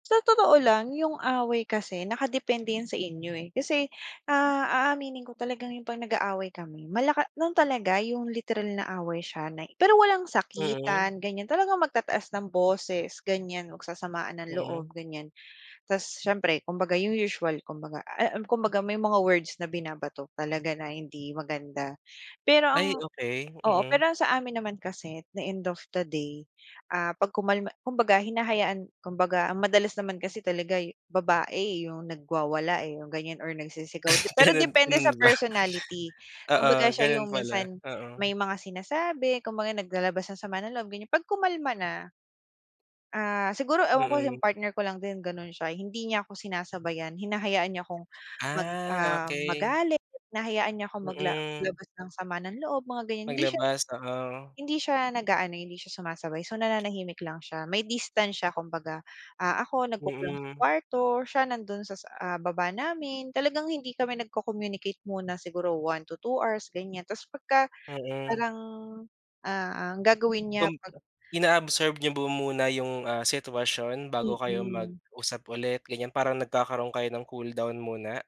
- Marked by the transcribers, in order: other background noise; chuckle; "ba" said as "bo"
- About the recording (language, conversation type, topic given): Filipino, podcast, Paano ninyo pinapangalagaan ang relasyon ninyong mag-asawa?